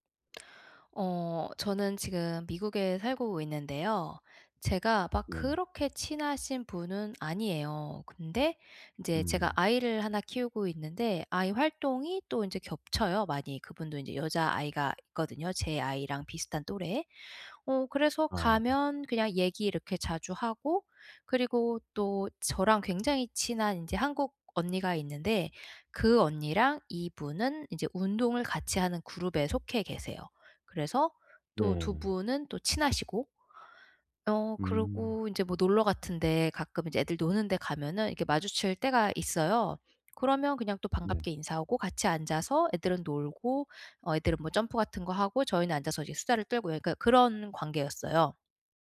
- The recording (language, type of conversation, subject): Korean, advice, 가족 변화로 힘든 사람에게 정서적으로 어떻게 지지해 줄 수 있을까요?
- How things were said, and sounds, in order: none